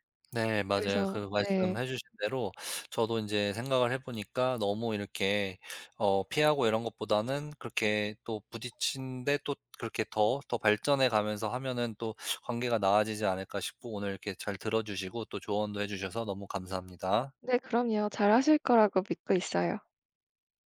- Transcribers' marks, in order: other background noise
- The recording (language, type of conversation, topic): Korean, advice, 갈등 상황에서 말다툼을 피하게 되는 이유는 무엇인가요?